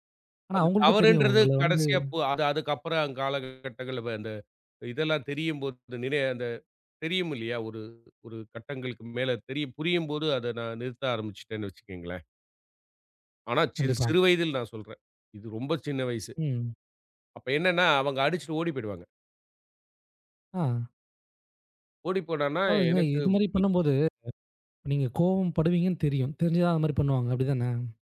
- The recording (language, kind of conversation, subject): Tamil, podcast, தந்தையின் அறிவுரை மற்றும் உன் உள்ளத்தின் குரல் மோதும் போது நீ என்ன செய்வாய்?
- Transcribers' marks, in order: none